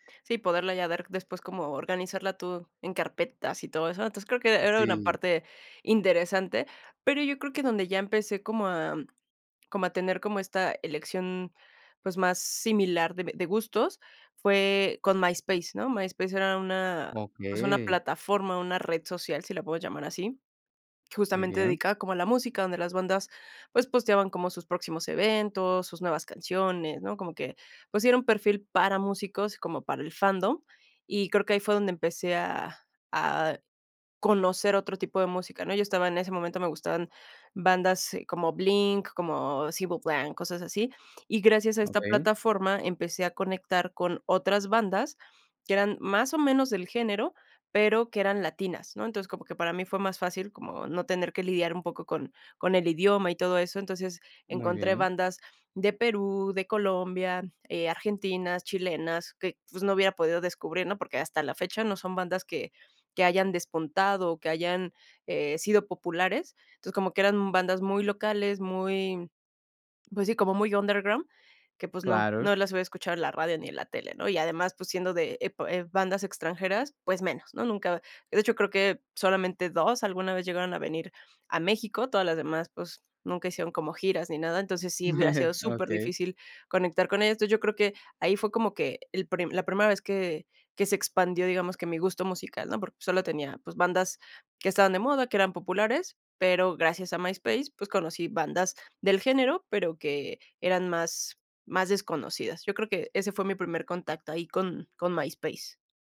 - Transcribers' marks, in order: in English: "underground"; chuckle
- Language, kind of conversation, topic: Spanish, podcast, ¿Cómo ha influido la tecnología en tus cambios musicales personales?